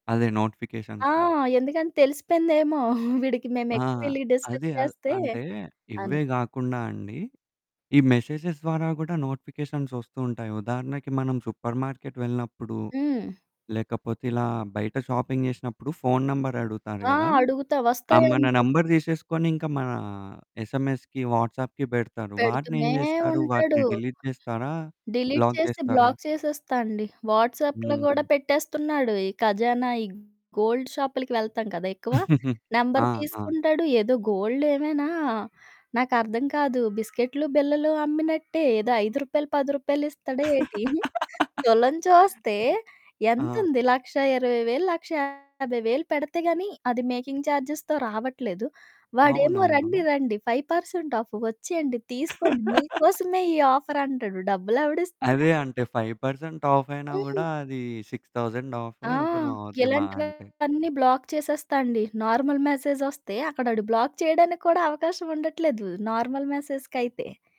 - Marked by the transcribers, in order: in English: "నోటిఫికేషన్స్‌తోని"; giggle; distorted speech; in English: "డిస్టర్బ్"; in English: "మెసేజెస్"; in English: "నోటిఫికేషన్స్"; in English: "సూపర్ మార్కెట్"; in English: "షాపింగ్"; in English: "నెంబర్"; in English: "ఎస్ఎంఎస్‌కి వాట్సాప్‌కి"; other background noise; in English: "డిలీట్"; in English: "డిలీట్"; in English: "బ్లాక్"; in English: "బ్లాక్"; in English: "వాట్సాప్‌లో"; in English: "గోల్డ్"; chuckle; in English: "నంబర్"; in English: "గోల్డ్"; laugh; giggle; in English: "మేకింగ్ చార్జెస్‌తో"; in English: "ఫైవ్ పర్సెంట్ ఆఫ్"; laugh; in English: "ఆఫర్"; in English: "ఫైవ్ పర్సెంట్ ఆఫ్"; in English: "సిక్స్ థౌసండ్"; in English: "బ్లాక్"; in English: "నార్మల్ మెసేజ్"; in English: "బ్లాక్"; in English: "నార్మల్"
- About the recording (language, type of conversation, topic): Telugu, podcast, మీ దృష్టి నిలకడగా ఉండేందుకు మీరు నోటిఫికేషన్లను ఎలా నియంత్రిస్తారు?